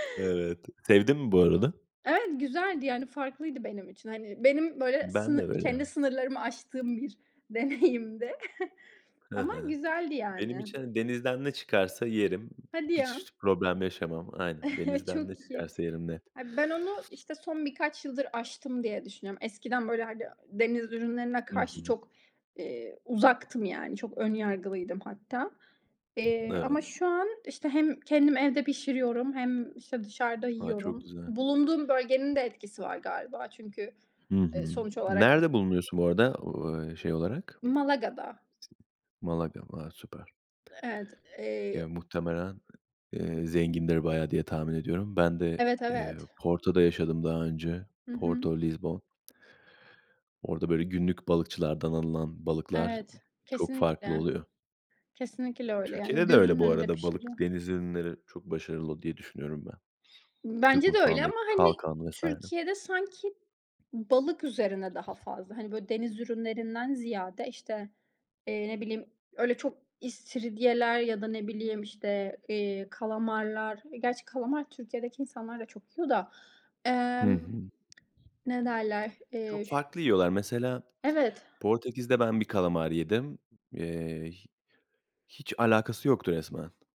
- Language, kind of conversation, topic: Turkish, unstructured, Farklı ülkelerin yemek kültürleri seni nasıl etkiledi?
- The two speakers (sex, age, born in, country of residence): female, 25-29, Turkey, Spain; male, 30-34, Turkey, Portugal
- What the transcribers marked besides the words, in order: laughing while speaking: "Evet"; laughing while speaking: "deneyimdi"; chuckle; unintelligible speech; other background noise; chuckle; tapping